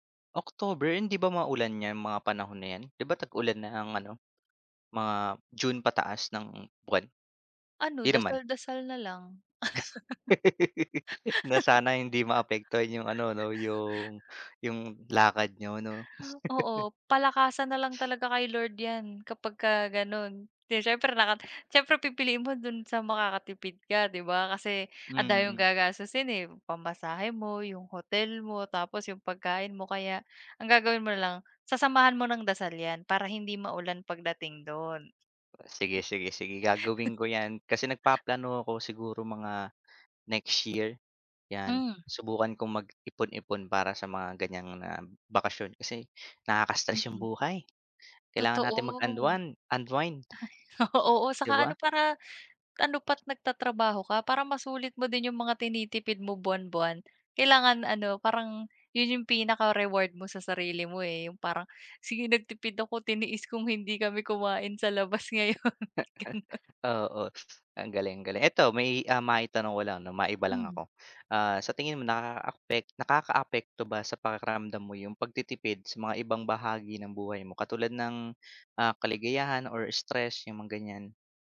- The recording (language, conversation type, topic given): Filipino, unstructured, Ano ang pakiramdam mo kapag malaki ang natitipid mo?
- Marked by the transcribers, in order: tapping; other background noise; laugh; laugh; chuckle; chuckle; chuckle; laughing while speaking: "ngayon, gano'n"; chuckle